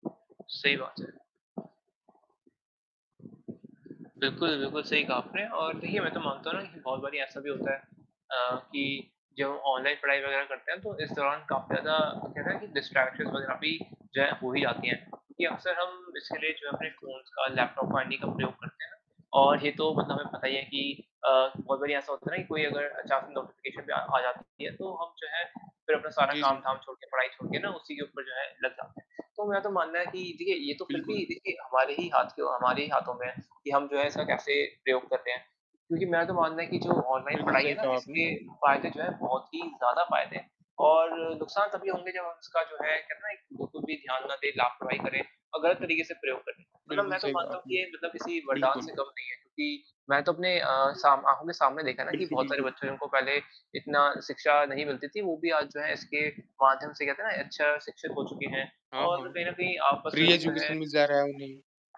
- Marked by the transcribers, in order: static; distorted speech; mechanical hum; in English: "डिस्ट्रैक्शंस"; in English: "फ़ोन्स"; in English: "नोटिफ़िकेशन"; in English: "फ़्री एजुकेशन"
- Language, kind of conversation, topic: Hindi, unstructured, क्या ऑनलाइन पढ़ाई से आपकी सीखने की आदतों में बदलाव आया है?